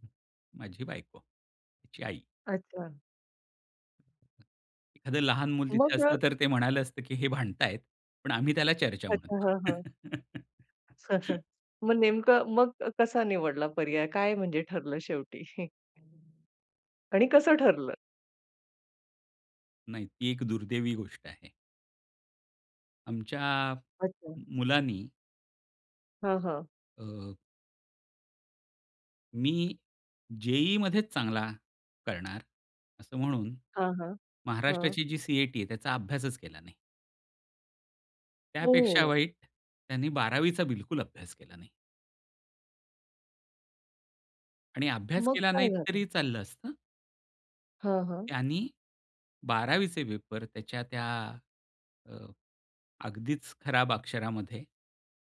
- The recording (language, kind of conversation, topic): Marathi, podcast, पर्याय जास्त असतील तर तुम्ही कसे निवडता?
- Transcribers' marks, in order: chuckle; chuckle; other background noise